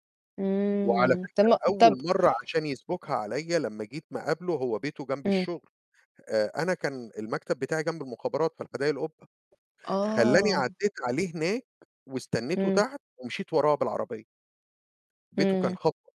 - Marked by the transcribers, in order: none
- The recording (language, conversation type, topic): Arabic, unstructured, إيه أهمية إن يبقى عندنا صندوق طوارئ مالي؟